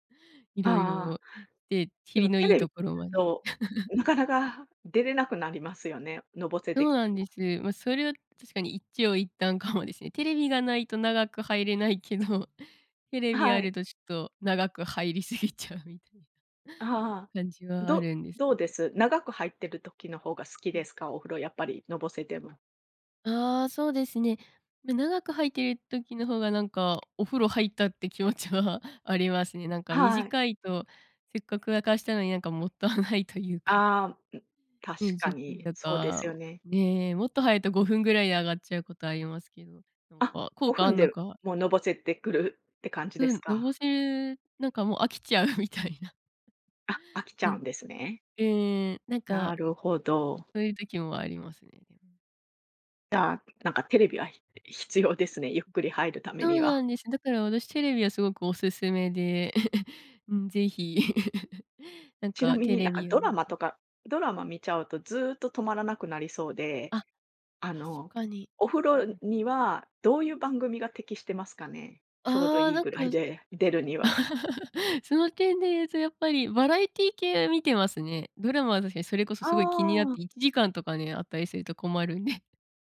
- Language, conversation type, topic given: Japanese, podcast, お風呂でリラックスする方法は何ですか？
- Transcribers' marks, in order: unintelligible speech; chuckle; laughing while speaking: "入りすぎちゃうみたいな"; tapping; laughing while speaking: "気持ちは"; laughing while speaking: "もったいないというか"; laughing while speaking: "飽きちゃうみたいな"; other background noise; chuckle; chuckle